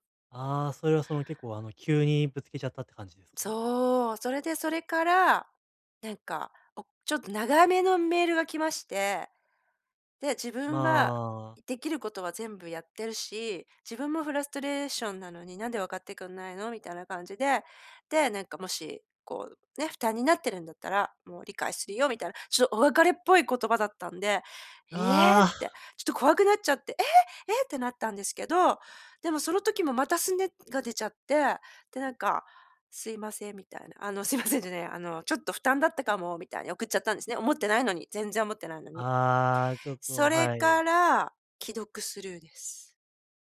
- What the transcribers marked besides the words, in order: surprised: "え、え"; laughing while speaking: "すいませんじゃないわ"
- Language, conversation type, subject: Japanese, advice, 批判されたとき、感情的にならずにどう対応すればよいですか？